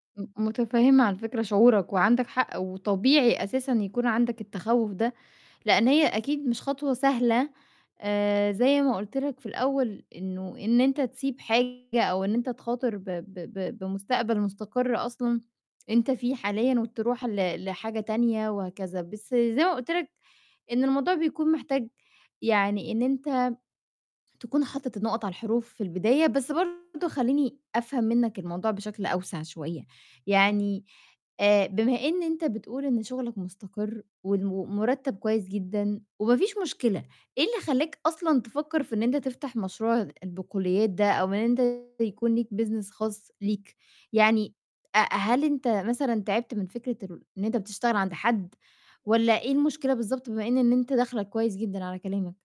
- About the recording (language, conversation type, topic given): Arabic, advice, إزاي أقرر أسيب شغلانة مستقرة وأبدأ مشروع خاص بي؟
- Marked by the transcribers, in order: distorted speech; in English: "business"; tapping